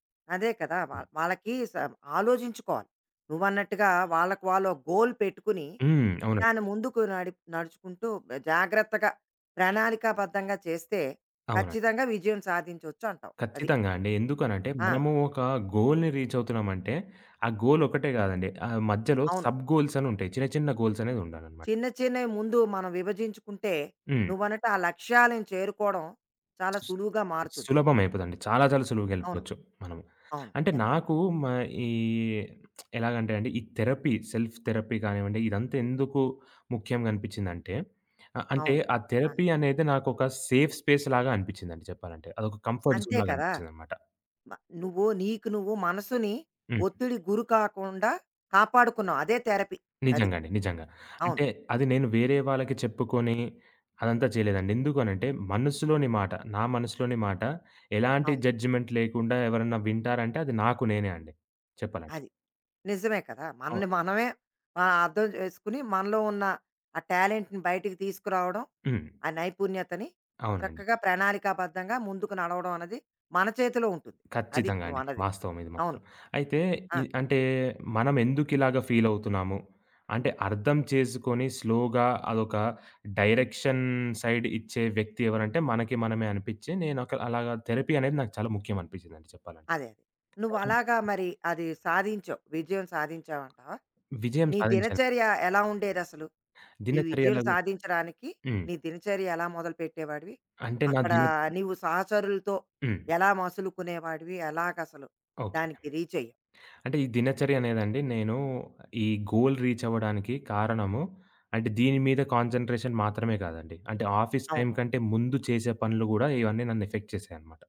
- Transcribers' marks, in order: other background noise; in English: "గోల్"; in English: "గోల్‌ని"; in English: "సబ్ గోల్స్"; in English: "గోల్స్"; tapping; in English: "కరెక్ట్"; lip smack; in English: "థెరపీ సెల్ఫ్ థెరపీ"; in English: "థెరపీ"; in English: "సేఫ్ స్పేస్‌లాగా"; in English: "కంఫర్ట్ జోన్‌లాగా"; in English: "థెరపీ"; in English: "జడ్జ్‌మెంట్"; in English: "టాలెంట్‌ని"; in English: "స్లోగా"; in English: "డైరెక్షన్ సైడ్"; in English: "థెరపీ"; unintelligible speech; in English: "రీచ్"; in English: "గోల్"; in English: "కాన్సంట్రేషన్"; in English: "ఆఫీస్ టైమ్"; in English: "ఎఫెక్ట్"
- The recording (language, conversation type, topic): Telugu, podcast, థెరపీ గురించి మీ అభిప్రాయం ఏమిటి?